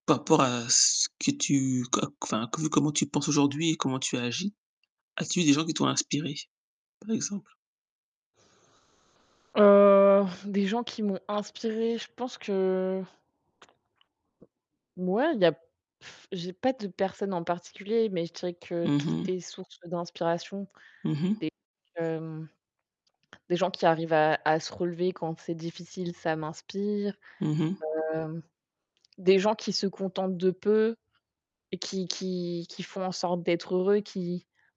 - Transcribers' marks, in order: static; drawn out: "Heu"; tapping; blowing; distorted speech
- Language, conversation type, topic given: French, unstructured, Quelle est la meilleure leçon que tu aies apprise ?